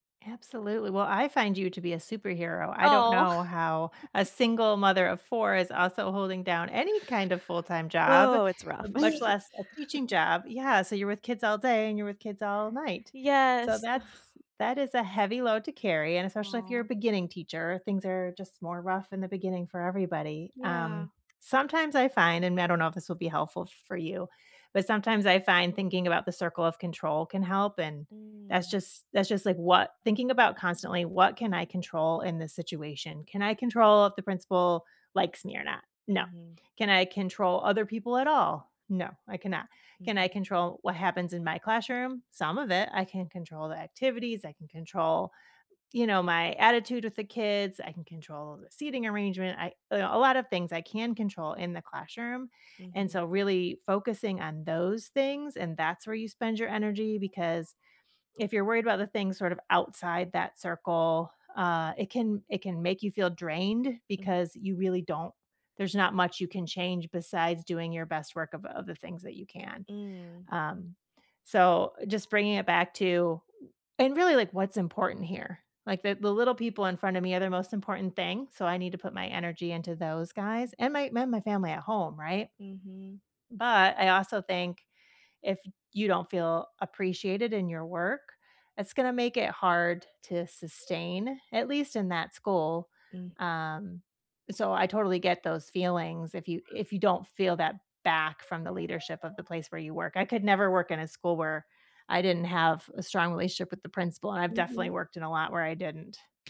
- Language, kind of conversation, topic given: English, unstructured, What’s a recent small win you’re proud to share, and what made it meaningful to you?
- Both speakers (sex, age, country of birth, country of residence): female, 35-39, United States, United States; female, 45-49, United States, United States
- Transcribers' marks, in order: giggle; other noise; giggle; sigh; tapping; alarm; other background noise; background speech